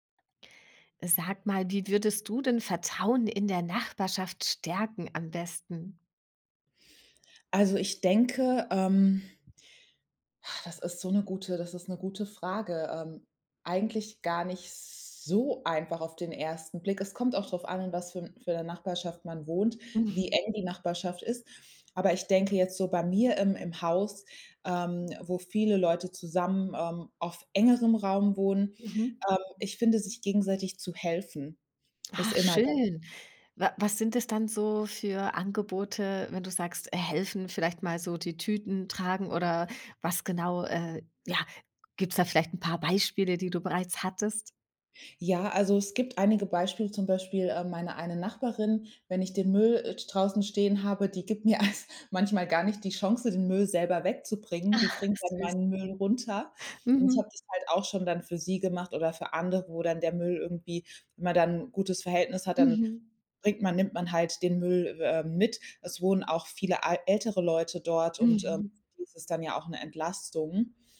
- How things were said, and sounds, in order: sigh; chuckle; laughing while speaking: "Ach"
- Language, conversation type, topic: German, podcast, Wie kann man das Vertrauen in der Nachbarschaft stärken?